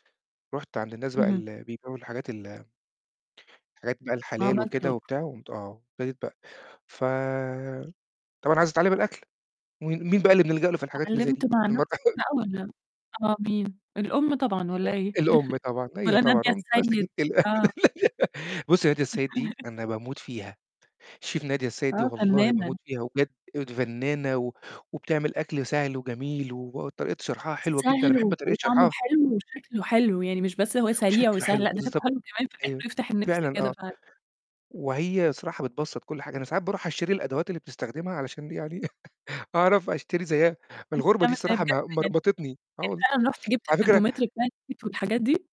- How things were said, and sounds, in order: distorted speech; unintelligible speech; chuckle; chuckle; laugh; laugh; unintelligible speech
- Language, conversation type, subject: Arabic, podcast, إيه أكتر أكلة بتهون عليك لما تكون مضايق أو زعلان؟